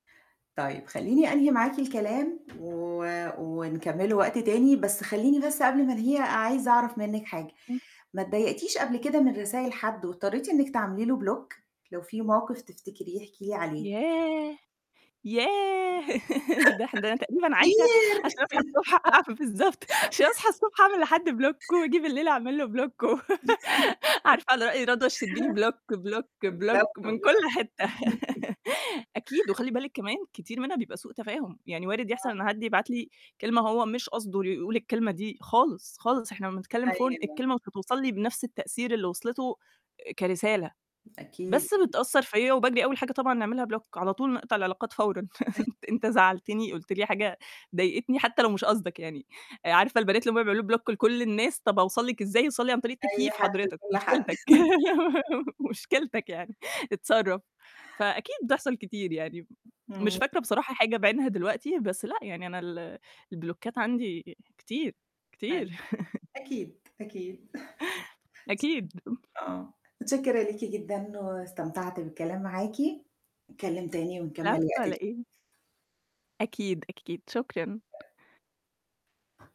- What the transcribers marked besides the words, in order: tapping; in English: "block؟"; laugh; laugh; laughing while speaking: "أصحى الصبح بالضبط، عشان أصحى … أعمل له block"; drawn out: "كتير"; unintelligible speech; laugh; in English: "block"; in English: "block"; laugh; unintelligible speech; in English: "block block block"; laugh; distorted speech; laugh; in English: "Phone"; other noise; in English: "block"; unintelligible speech; chuckle; in English: "block"; chuckle; laugh; laughing while speaking: "مشكلتِك يعني"; in English: "البلوكات"; static; laugh; chuckle
- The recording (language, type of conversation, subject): Arabic, podcast, إنت بتفضّل مكالمة ولا رسالة نصية؟